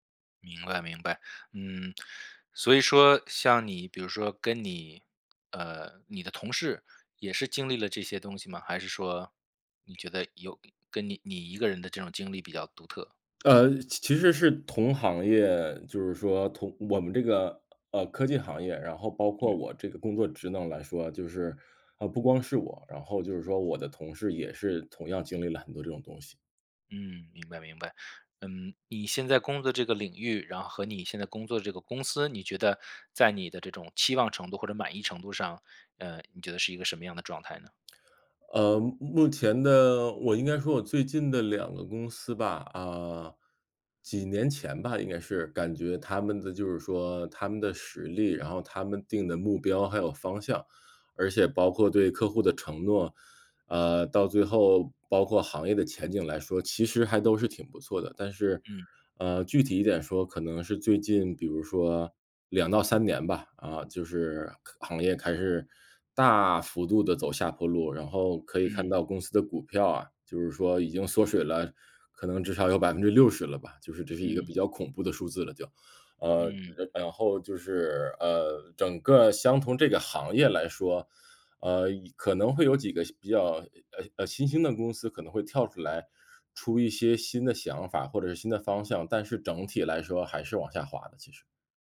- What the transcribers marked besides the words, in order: other background noise
- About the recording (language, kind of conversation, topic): Chinese, advice, 换了新工作后，我该如何尽快找到工作的节奏？